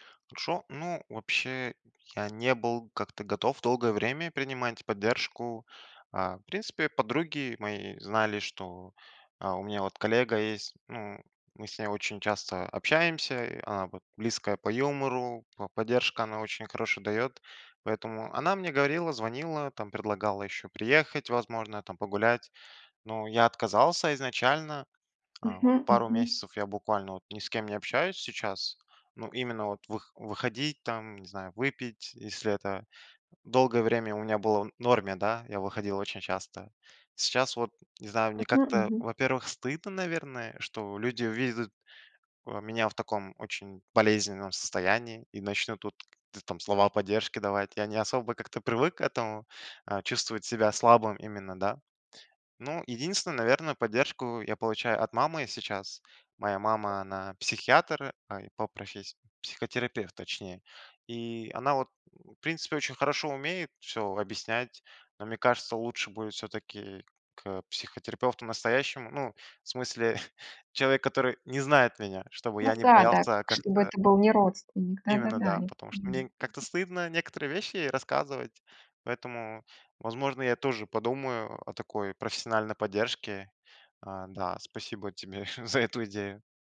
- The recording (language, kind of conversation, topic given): Russian, advice, Как пережить расставание после долгих отношений или развод?
- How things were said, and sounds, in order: other noise; chuckle; unintelligible speech; tapping; laughing while speaking: "за эту идею"